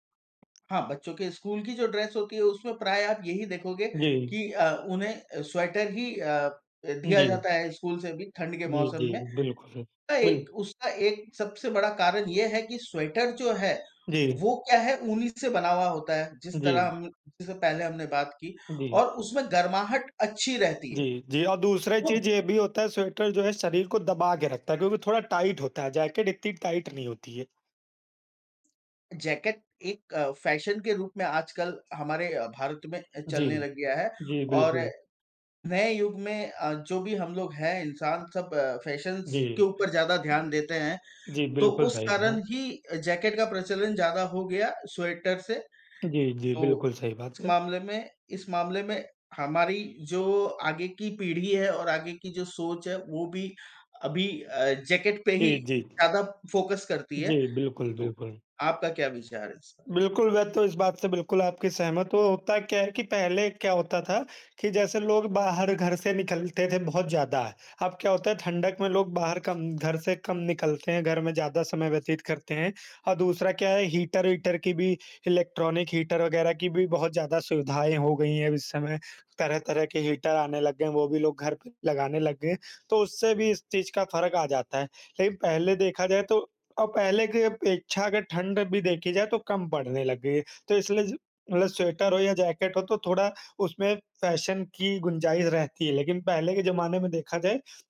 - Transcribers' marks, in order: other background noise; in English: "टाइट"; in English: "टाइट"; in English: "फैशंस"; horn; in English: "फोकस"; in English: "इलेक्ट्रॉनिक"
- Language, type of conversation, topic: Hindi, unstructured, सर्दियों में आपको स्वेटर पहनना ज्यादा अच्छा लगता है या जैकेट, और क्यों?